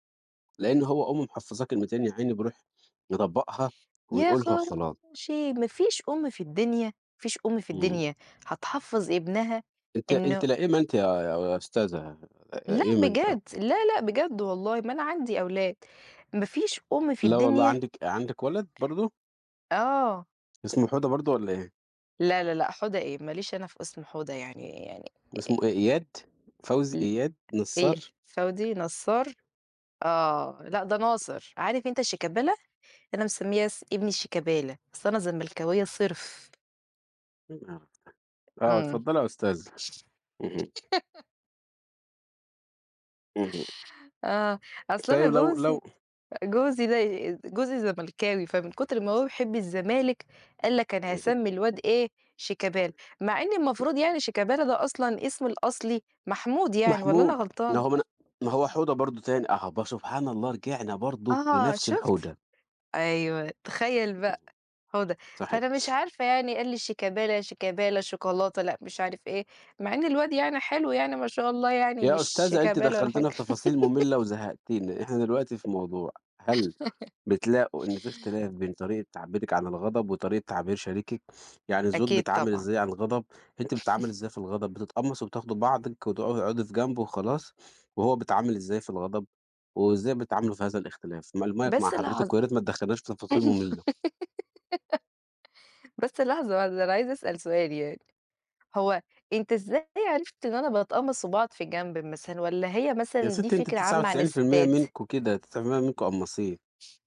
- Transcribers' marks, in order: tapping; other background noise; laugh; unintelligible speech; sniff; giggle; laugh; chuckle; in English: "المايك"; giggle
- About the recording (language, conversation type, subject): Arabic, unstructured, إزاي بتتعامل مع مشاعر الغضب بعد خناقة مع شريكك؟